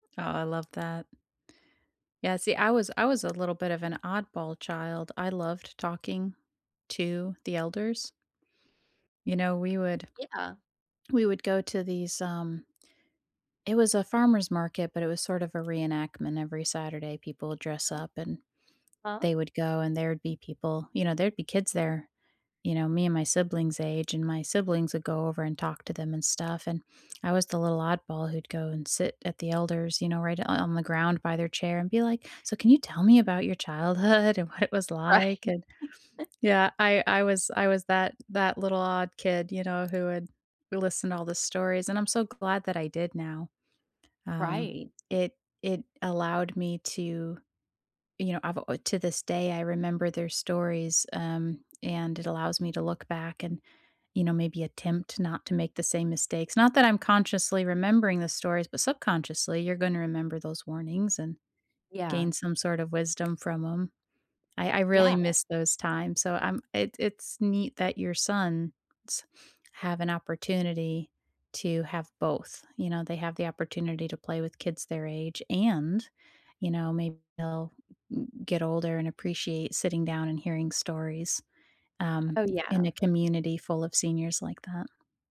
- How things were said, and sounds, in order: laughing while speaking: "Right"; chuckle; laughing while speaking: "childhood and"; tapping; stressed: "and"
- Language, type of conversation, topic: English, unstructured, How can I make moments meaningful without overplanning?